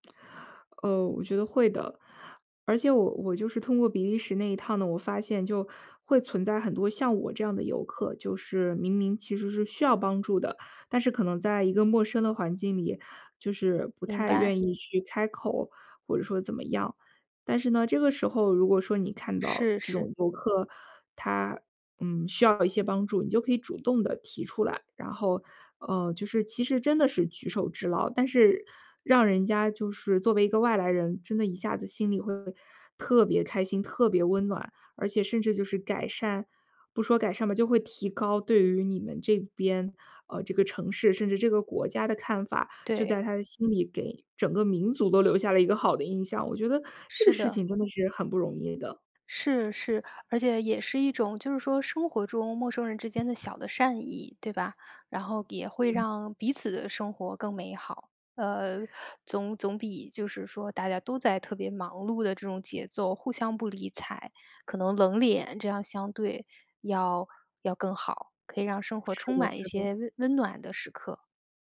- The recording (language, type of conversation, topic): Chinese, podcast, 在旅行中，你有没有遇到过陌生人伸出援手的经历？
- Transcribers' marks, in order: tapping; other background noise